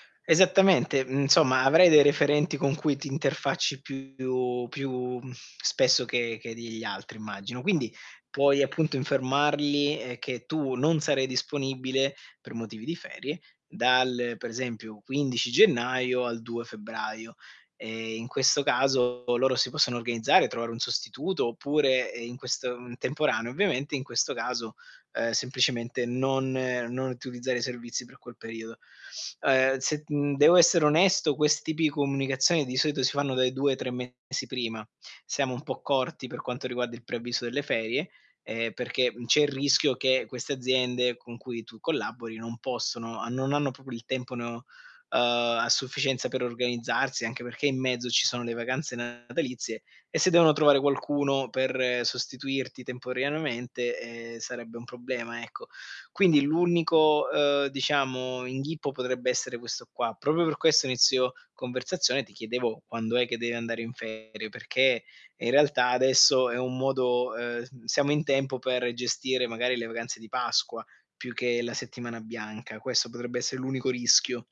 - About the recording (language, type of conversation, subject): Italian, advice, Come posso bilanciare le vacanze con gli impegni lavorativi?
- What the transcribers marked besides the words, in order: distorted speech; "proprio" said as "propo"; "temporaneamente" said as "temporeanamente"; "Proprio" said as "propo"